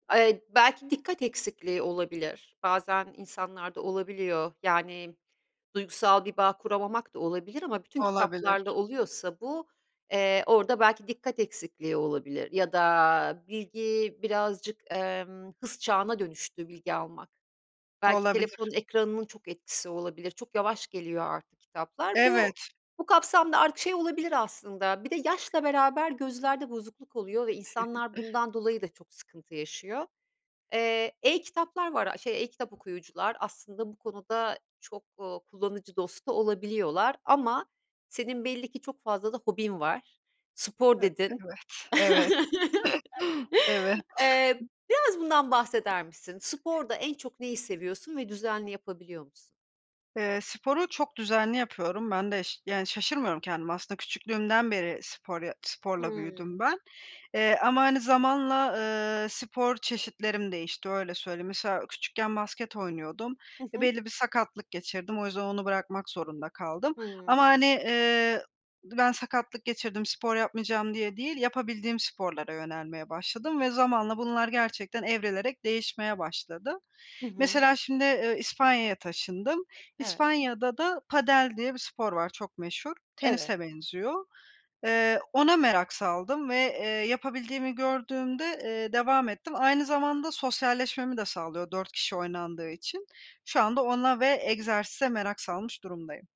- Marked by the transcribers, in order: tapping; other background noise; chuckle; chuckle; laughing while speaking: "Evet"
- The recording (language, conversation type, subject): Turkish, podcast, Hobiler stresle başa çıkmana nasıl yardımcı olur?